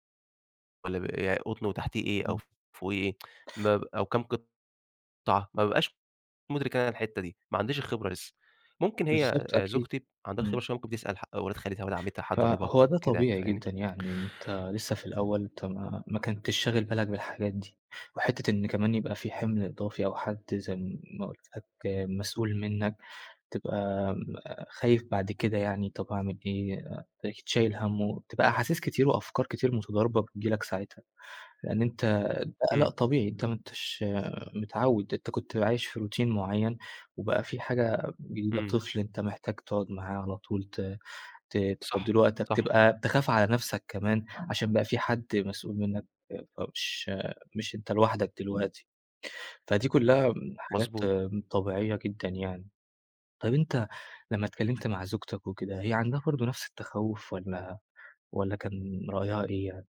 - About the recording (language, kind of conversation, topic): Arabic, advice, إزاي كانت بداية رحلة الأبوة أو الأمومة عندك، وإيه اللي كان مخليك حاسس إنك مش جاهز وخايف؟
- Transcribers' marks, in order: tsk; in English: "روتين"; tapping